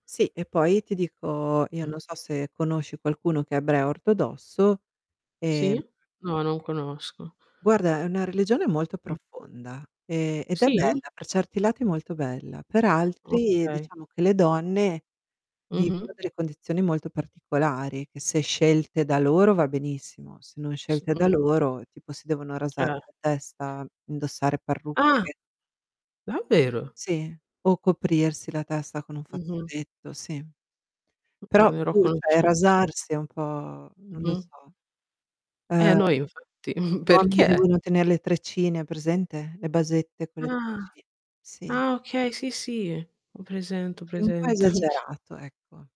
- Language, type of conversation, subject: Italian, unstructured, Pensi che la religione unisca o divida le persone?
- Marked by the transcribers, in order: distorted speech; other background noise; static; tapping; chuckle; chuckle